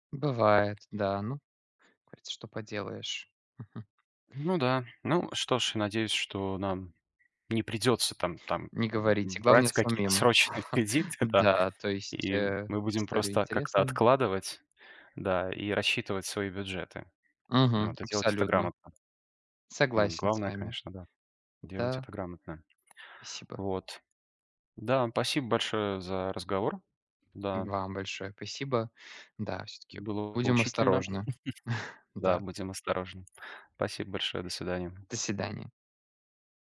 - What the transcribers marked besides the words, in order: tapping; chuckle; chuckle; chuckle
- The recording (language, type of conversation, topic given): Russian, unstructured, Почему кредитные карты иногда кажутся людям ловушкой?